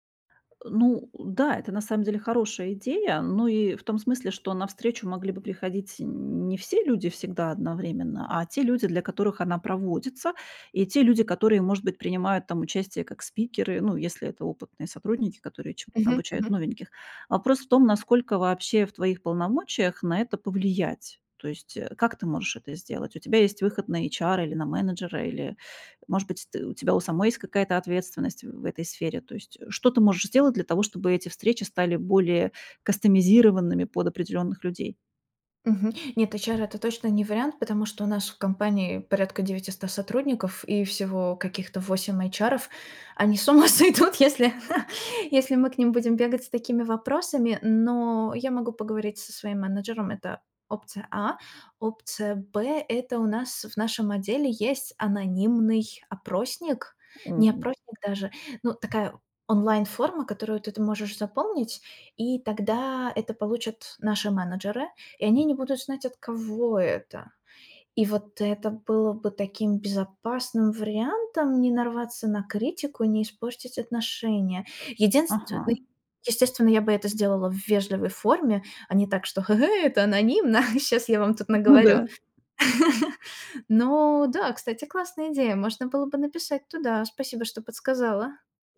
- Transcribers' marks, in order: tapping; laughing while speaking: "Они с ума сойдут"; chuckle; laugh
- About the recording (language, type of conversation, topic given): Russian, advice, Как сократить количество бессмысленных совещаний, которые отнимают рабочее время?